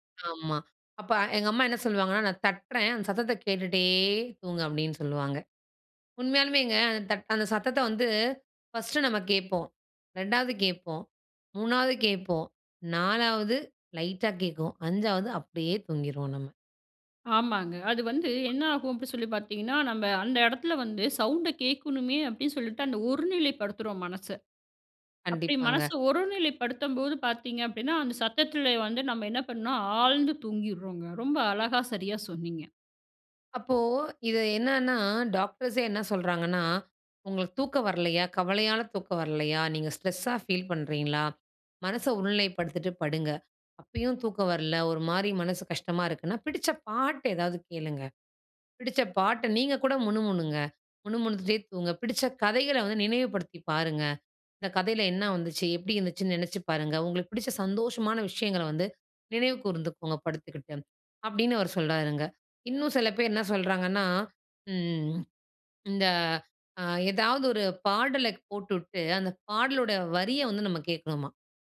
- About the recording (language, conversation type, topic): Tamil, podcast, கவலைகள் தூக்கத்தை கெடுக்கும் பொழுது நீங்கள் என்ன செய்கிறீர்கள்?
- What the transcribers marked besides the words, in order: drawn out: "கேட்டுட்டே"; other background noise; "ஒருநிலைப்படுத்திட்டு" said as "உள்நிலைப்படுத்துட்டு"; "தூங்குங்க" said as "தூங்க"